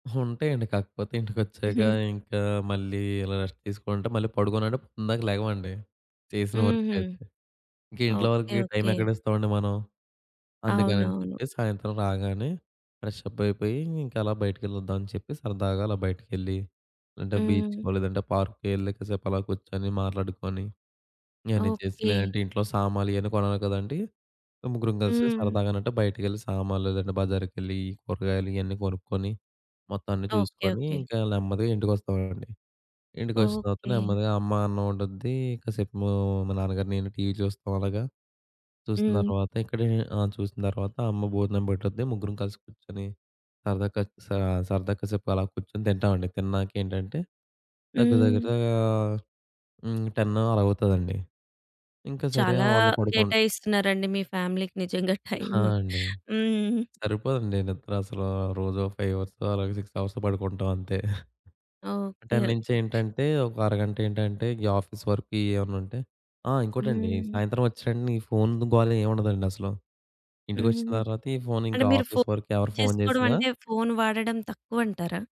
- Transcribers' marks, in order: in English: "రెస్ట్"; in English: "వర్క్"; in English: "ఫ్రెష్ అప్"; in English: "బీచ్‌కో"; in English: "పార్క్‌కో"; other background noise; in English: "టెన్"; in English: "ఫ్యామిలీకి"; in English: "ఫైవ్ అవర్స్"; in English: "సిక్స్ అవర్స్"; in English: "ఆఫీస్ వర్క్"; tapping; in English: "ఆఫీస్ వర్క్"; in English: "చెక్"
- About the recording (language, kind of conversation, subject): Telugu, podcast, పని మరియు కుటుంబంతో గడిపే సమయాన్ని మీరు ఎలా సమతుల్యం చేస్తారు?